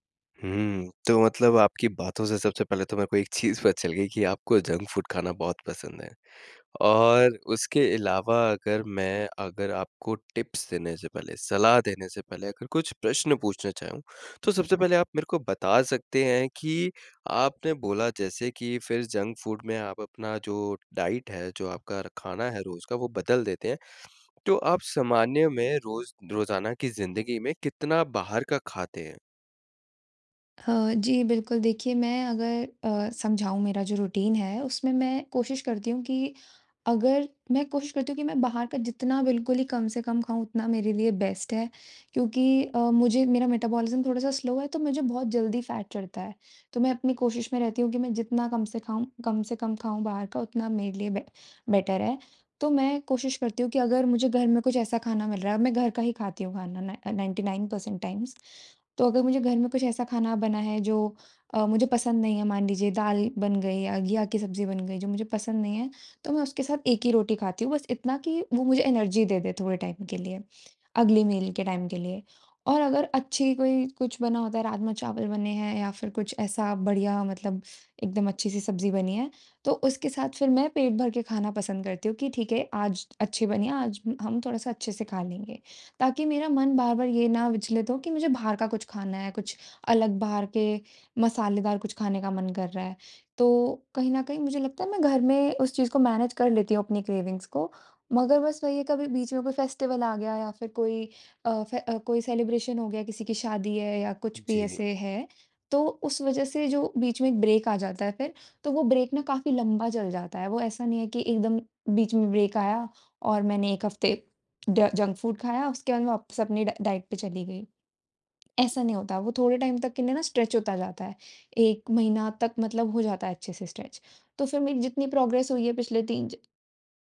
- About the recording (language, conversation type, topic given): Hindi, advice, मैं स्वस्थ भोजन की आदत लगातार क्यों नहीं बना पा रहा/रही हूँ?
- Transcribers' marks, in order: laughing while speaking: "चीज़ पता चल गई"; in English: "जंक फ़ूड"; in English: "टिप्स"; in English: "जंक फ़ूड"; in English: "डाइट"; in English: "रूटीन"; in English: "बेस्ट"; in English: "मेटाबॉलिज़्म"; in English: "स्लो"; in English: "फ़ैट"; in English: "बेट बेटर"; in English: "नाइन्टी नाइन परसेंट टाइम्स"; in English: "एनर्जी"; in English: "टाइम"; in English: "मील"; in English: "टाइम"; in English: "मैनेज़"; in English: "क्रेविंग्स"; in English: "फ़ेस्टिवल"; in English: "सेलिब्रेशन"; in English: "ब्रेक"; in English: "ब्रेक"; in English: "ब्रेक"; tongue click; in English: "जंक फूड"; in English: "ड डाइट"; in English: "टाइम"; in English: "स्ट्रेच"; in English: "स्ट्रेच"; in English: "प्रोग्रेस"